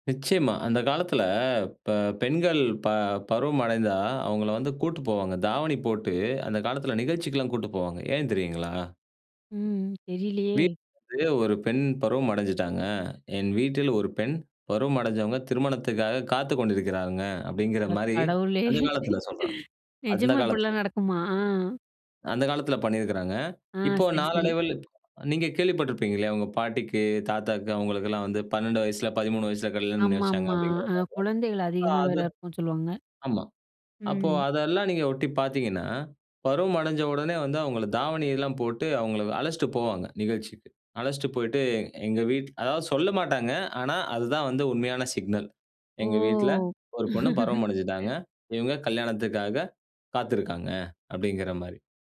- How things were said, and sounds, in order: "கூட்டிட்டு" said as "கூட்டு"; other background noise; unintelligible speech; laughing while speaking: "கடவுளே! நிஜமா!"; laugh
- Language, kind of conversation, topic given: Tamil, podcast, பொங்கல் அல்லது தீபாவளி போன்ற விழாக்களில் உங்கள் குடும்பத்தில் என்ன சிறப்பு நடக்கும்?